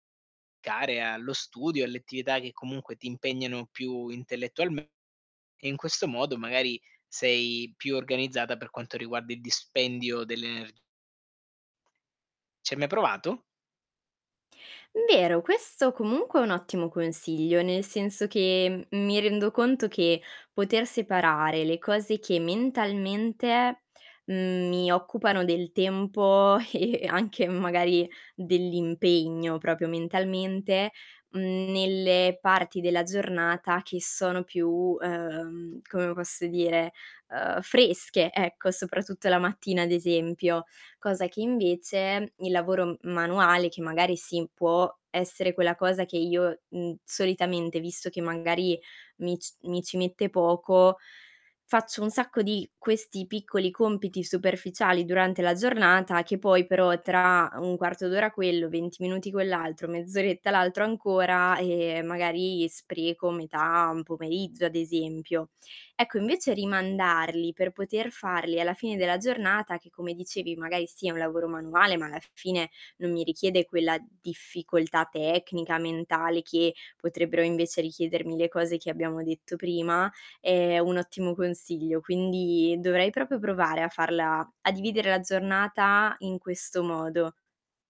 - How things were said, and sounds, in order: distorted speech; static; laughing while speaking: "e e anche"; "proprio" said as "propio"; tapping; other background noise; "proprio" said as "propio"
- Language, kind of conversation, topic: Italian, advice, Quali difficoltà incontri nello stabilire le priorità tra lavoro profondo e compiti superficiali?